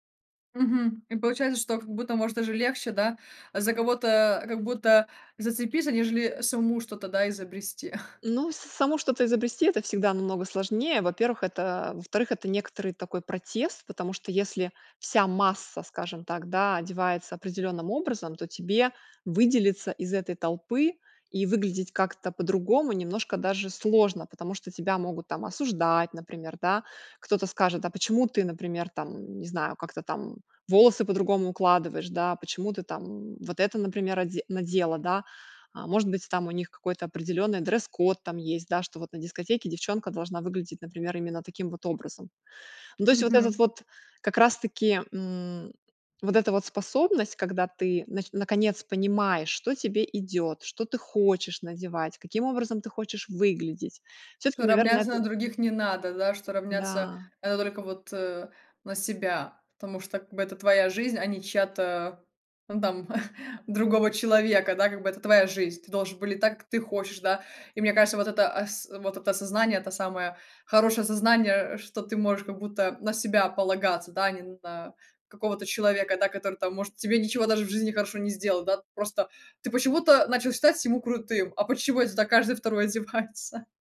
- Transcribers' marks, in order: chuckle; other noise; chuckle; laughing while speaking: "одевается"
- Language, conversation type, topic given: Russian, podcast, Что помогает тебе не сравнивать себя с другими?